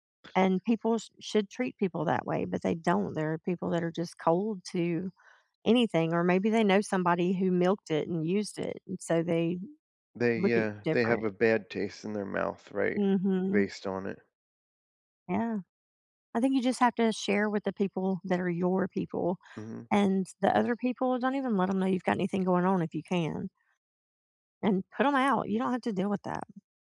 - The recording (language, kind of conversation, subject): English, unstructured, How can I respond when people judge me for anxiety or depression?
- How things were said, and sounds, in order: none